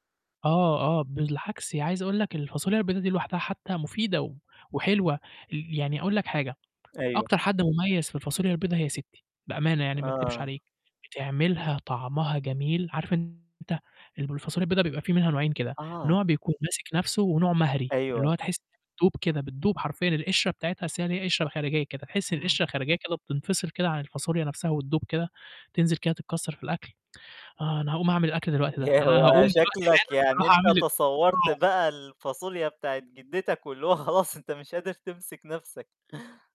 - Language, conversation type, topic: Arabic, podcast, إيه أكتر أكلة عائلية فاكرها من طفولتك؟
- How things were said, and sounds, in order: distorted speech; tsk; laughing while speaking: "واللي هو خلاص"